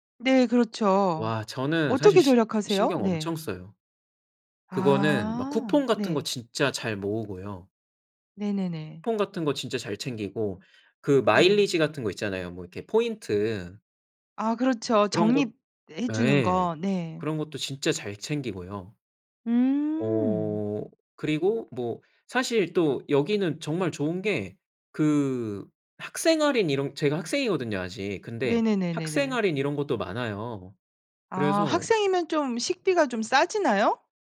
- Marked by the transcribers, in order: none
- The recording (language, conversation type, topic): Korean, podcast, 생활비를 절약하는 습관에는 어떤 것들이 있나요?